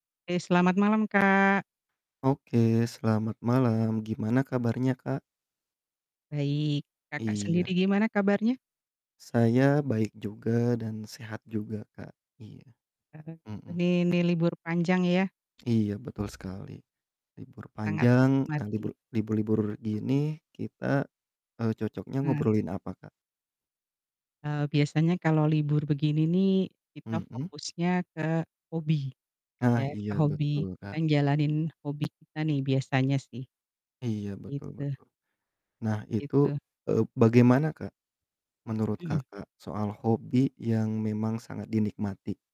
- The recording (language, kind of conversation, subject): Indonesian, unstructured, Apa yang paling kamu nikmati saat menjalani hobimu?
- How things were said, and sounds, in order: other background noise